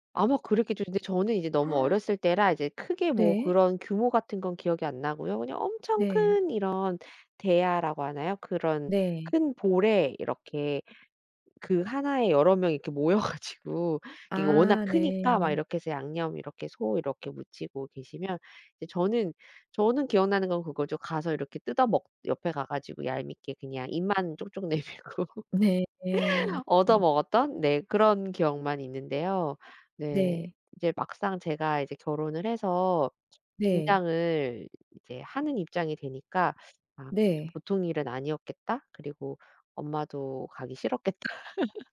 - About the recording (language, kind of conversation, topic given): Korean, podcast, 김장하는 날의 분위기나 기억에 남는 장면을 들려주실 수 있나요?
- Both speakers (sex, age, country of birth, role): female, 40-44, South Korea, guest; female, 45-49, South Korea, host
- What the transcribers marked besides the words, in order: gasp; other background noise; laughing while speaking: "모여 가지고"; laughing while speaking: "내밀고"; laughing while speaking: "싫었겠다.'"; laugh